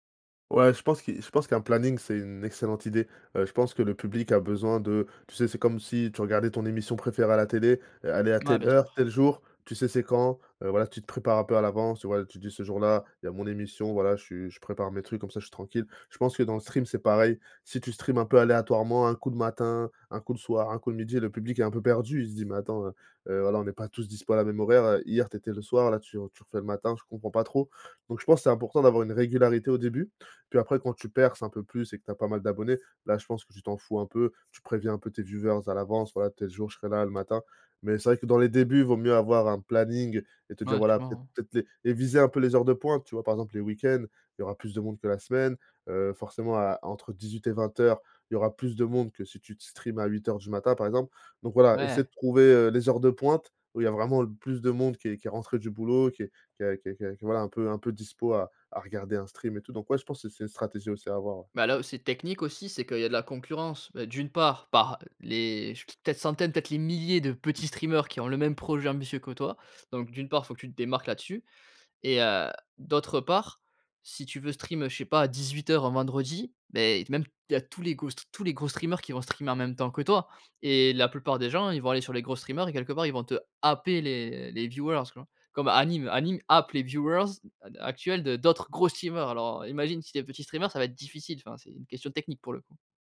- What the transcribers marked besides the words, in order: other background noise; in English: "viewers"; tapping; unintelligible speech; "gros" said as "go"; in English: "viewers"; put-on voice: "viewers"
- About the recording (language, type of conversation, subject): French, podcast, Comment transformes-tu une idée vague en projet concret ?